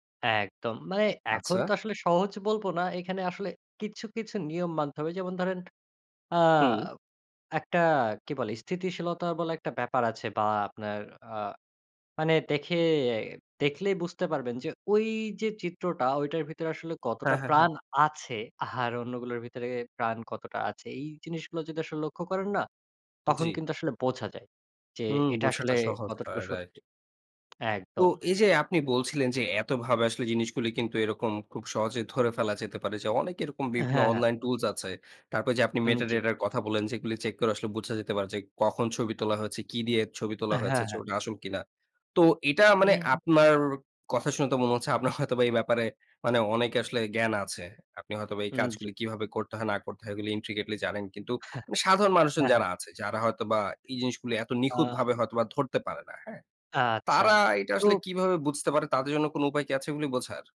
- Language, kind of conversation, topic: Bengali, podcast, আপনি অনলাইনে পাওয়া খবর কীভাবে যাচাই করেন?
- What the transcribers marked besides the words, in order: other background noise; tapping; in English: "intricately"